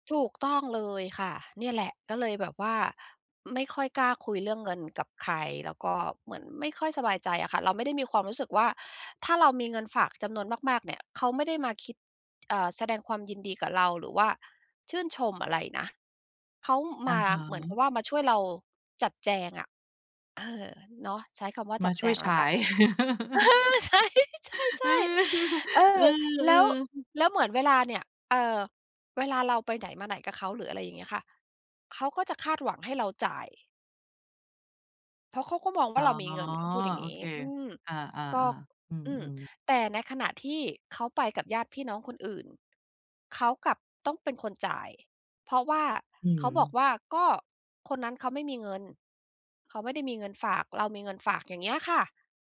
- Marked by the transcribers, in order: chuckle; laughing while speaking: "เออ ใช้ ใช่ ๆ ๆ"; chuckle
- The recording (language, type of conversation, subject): Thai, advice, จะเริ่มคุยเรื่องการเงินกับคนในครอบครัวยังไงดีเมื่อฉันรู้สึกกังวลมาก?